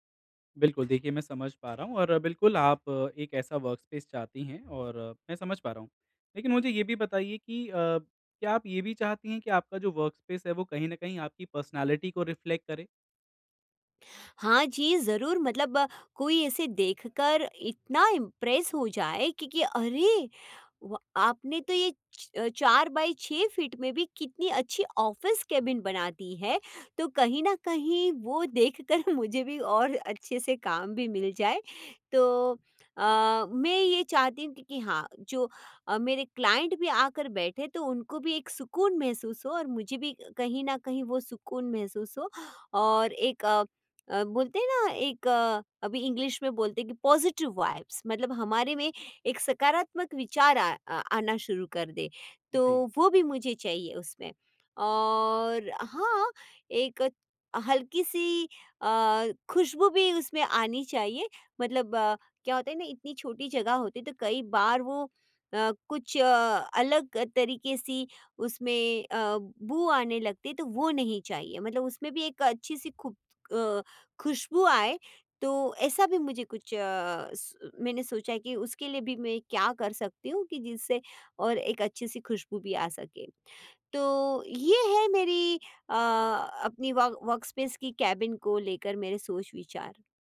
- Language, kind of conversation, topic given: Hindi, advice, मैं अपने रचनात्मक कार्यस्थल को बेहतर तरीके से कैसे व्यवस्थित करूँ?
- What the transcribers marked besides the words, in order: tapping; in English: "वर्कस्पेस"; in English: "वर्कस्पेस"; in English: "पर्सनैलिटी"; in English: "रिफ्लेक्ट"; in English: "इम्प्रेस"; in English: "ऑफिस केबिन"; laughing while speaking: "देखकर"; in English: "क्लाइंट"; in English: "इंग्लिश"; in English: "पॉजिटिव वाइब्स"; in English: "वर्क वर्कस्पेस"; in English: "केबिन"